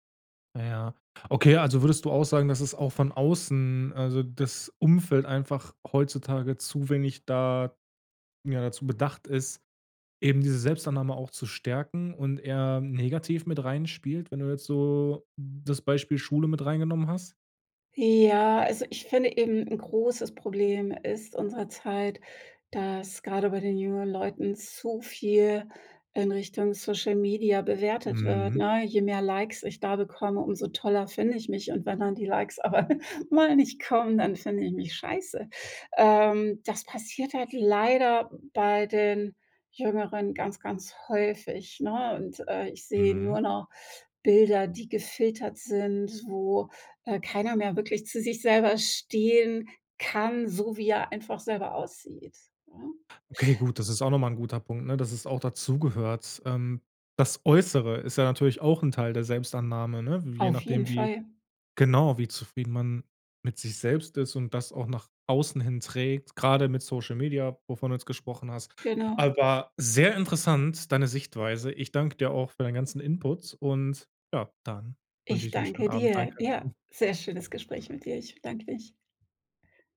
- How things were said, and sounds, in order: other noise; laughing while speaking: "aber"; other background noise
- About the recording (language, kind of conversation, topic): German, podcast, Was ist für dich der erste Schritt zur Selbstannahme?